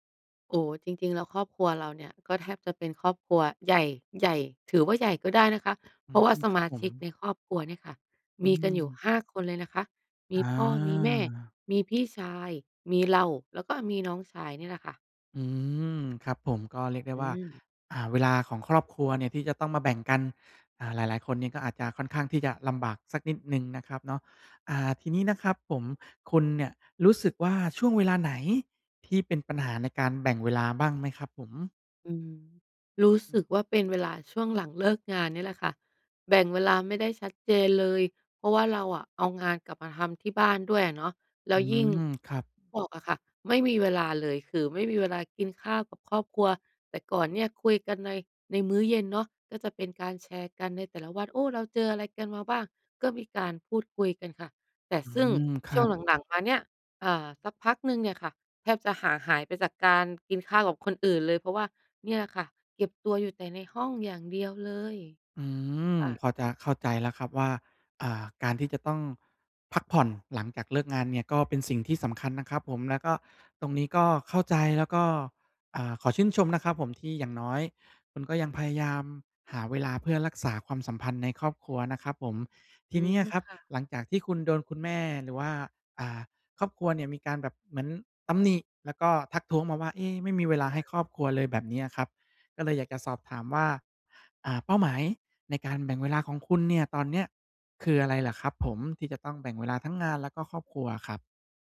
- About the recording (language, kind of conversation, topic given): Thai, advice, ฉันควรแบ่งเวลาให้สมดุลระหว่างงานกับครอบครัวในแต่ละวันอย่างไร?
- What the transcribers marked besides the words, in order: laughing while speaking: "เลิก"; other background noise